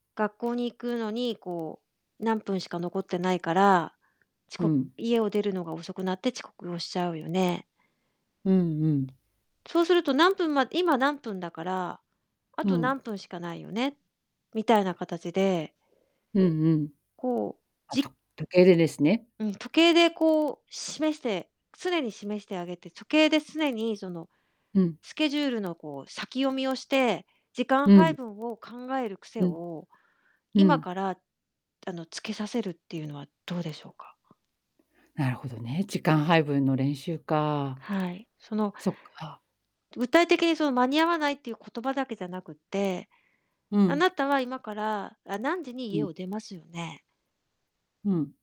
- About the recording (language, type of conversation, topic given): Japanese, advice, 作業を始められず先延ばしが続いてしまうのですが、どうすれば改善できますか？
- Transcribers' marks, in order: distorted speech